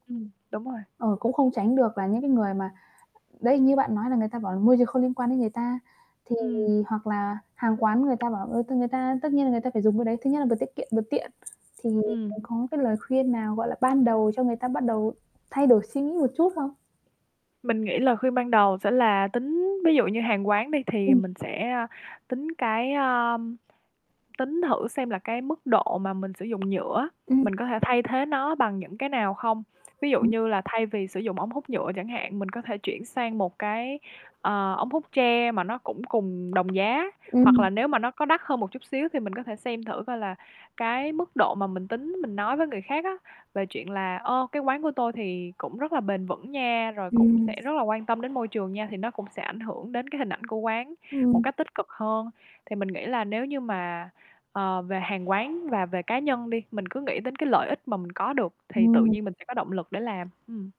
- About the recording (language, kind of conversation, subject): Vietnamese, podcast, Bạn có thể chia sẻ những cách hiệu quả để giảm rác nhựa trong đời sống hằng ngày không?
- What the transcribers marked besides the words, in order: distorted speech; tapping; unintelligible speech; other background noise